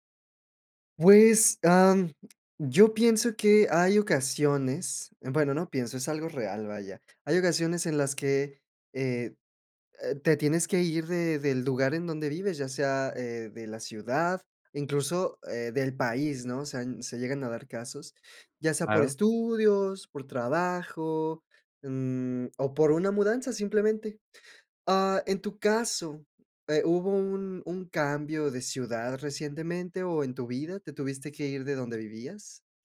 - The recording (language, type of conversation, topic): Spanish, podcast, ¿Qué cambio de ciudad te transformó?
- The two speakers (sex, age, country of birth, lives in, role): male, 20-24, Mexico, Mexico, host; male, 20-24, Mexico, United States, guest
- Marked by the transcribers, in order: unintelligible speech